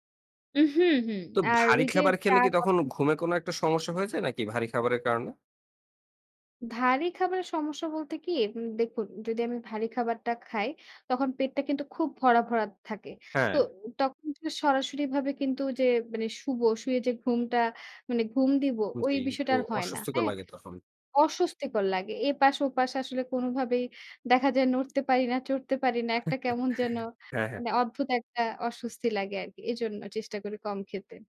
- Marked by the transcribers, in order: other background noise; chuckle
- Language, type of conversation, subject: Bengali, podcast, ঘুমের ভালো অভ্যাস গড়তে তুমি কী করো?